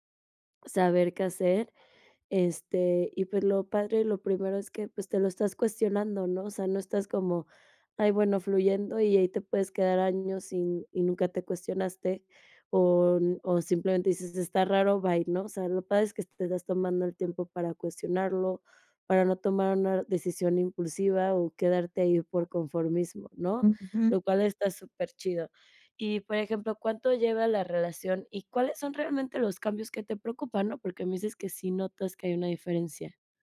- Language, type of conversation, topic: Spanish, advice, ¿Cómo puedo decidir si debo terminar una relación de larga duración?
- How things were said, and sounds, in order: none